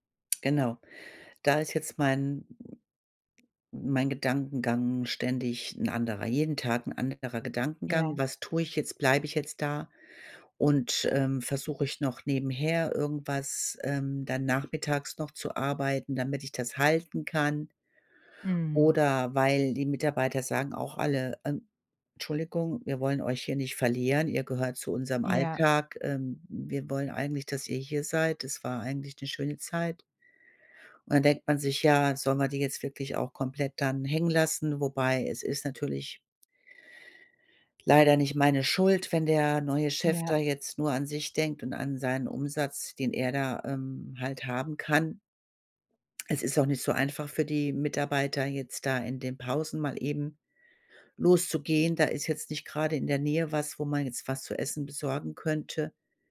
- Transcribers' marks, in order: other noise
- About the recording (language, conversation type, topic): German, advice, Wie kann ich loslassen und meine Zukunft neu planen?